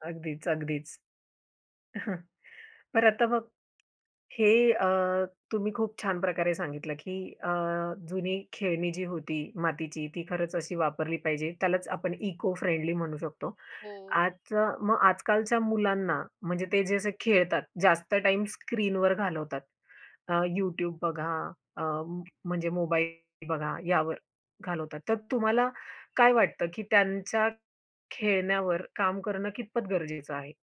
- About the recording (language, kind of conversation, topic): Marathi, podcast, लहानपणी तुम्ही स्वतःची खेळणी बनवली होती का?
- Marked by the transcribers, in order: chuckle; tapping